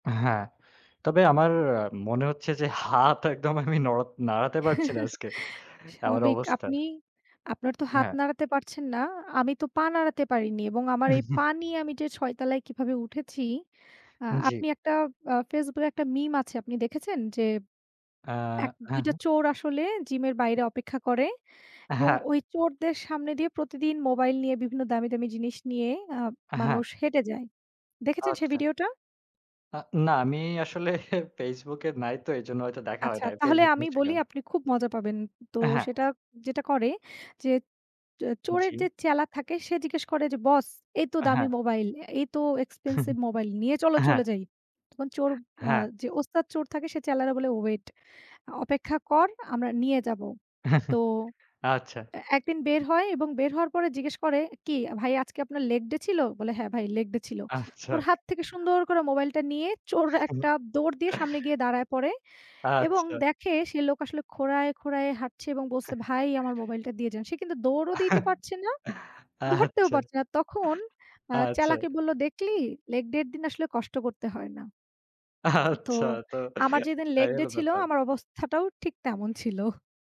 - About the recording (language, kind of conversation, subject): Bengali, unstructured, শরীরচর্চা করলে মনও ভালো থাকে কেন?
- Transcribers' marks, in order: horn; "পারছি" said as "পারচি"; chuckle; laughing while speaking: "আজকে"; chuckle; tapping; "আচ্ছা" said as "আচ্চা"; chuckle; in English: "expensive"; chuckle; chuckle; other background noise; chuckle; chuckle; chuckle; laughing while speaking: "আচ্ছা, তো এই হল ব্যাপার"